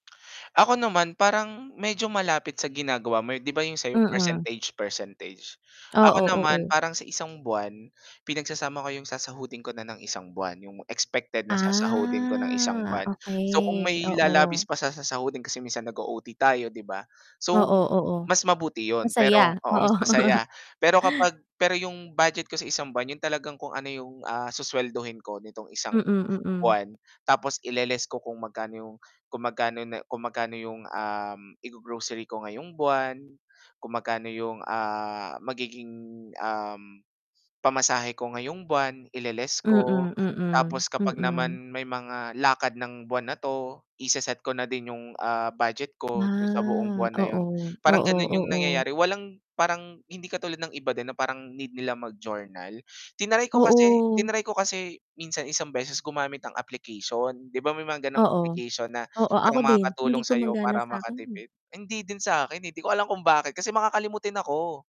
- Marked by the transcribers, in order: mechanical hum; static; tapping; drawn out: "Ah"; chuckle; other background noise
- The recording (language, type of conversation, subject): Filipino, unstructured, Paano mo pinaplano ang iyong badyet kada buwan, at ano ang pinakamahalagang dapat tandaan sa pagtitipid?